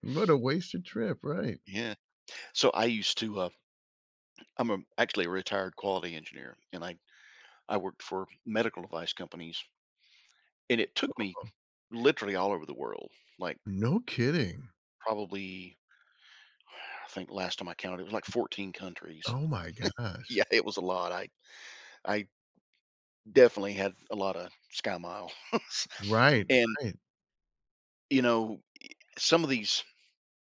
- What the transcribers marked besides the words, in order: sigh; other background noise; chuckle; laughing while speaking: "Yeah, it"; laughing while speaking: "SkyMiles"
- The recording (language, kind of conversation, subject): English, unstructured, How should I choose famous sights versus exploring off the beaten path?
- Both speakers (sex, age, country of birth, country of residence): male, 60-64, United States, United States; male, 65-69, United States, United States